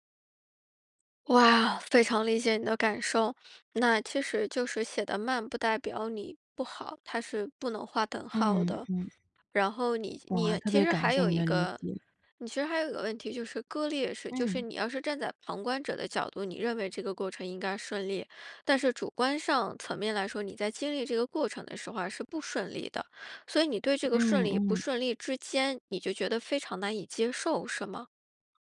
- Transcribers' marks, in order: other background noise
- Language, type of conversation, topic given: Chinese, advice, 我想寻求心理帮助却很犹豫，该怎么办？